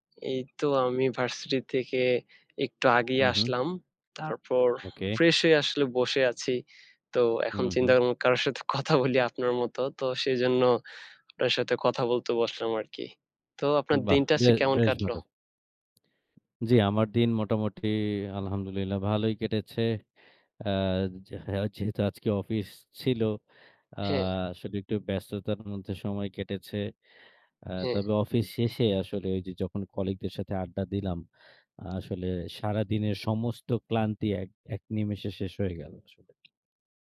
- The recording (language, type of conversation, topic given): Bengali, unstructured, পরিবেশ দূষণ কমানোর জন্য আমরা কী কী করতে পারি?
- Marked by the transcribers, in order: laughing while speaking: "সাথে কথা বলি আপনার মতো"; tapping; tsk